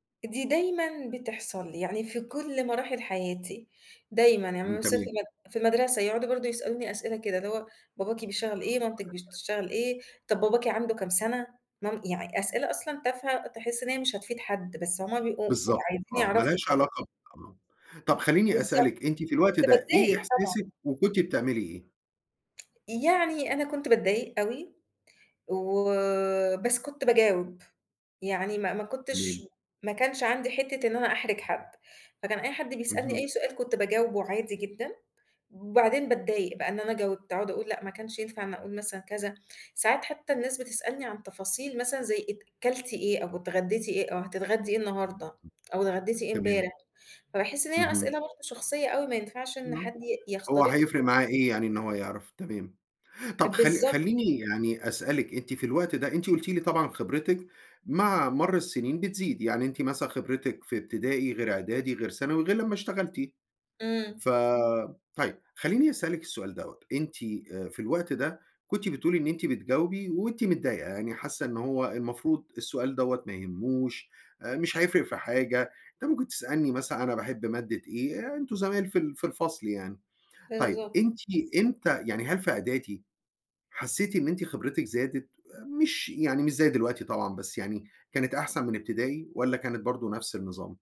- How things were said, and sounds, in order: other background noise; tsk; unintelligible speech
- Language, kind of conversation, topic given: Arabic, podcast, إزاي تحافظ على حدودك الشخصية؟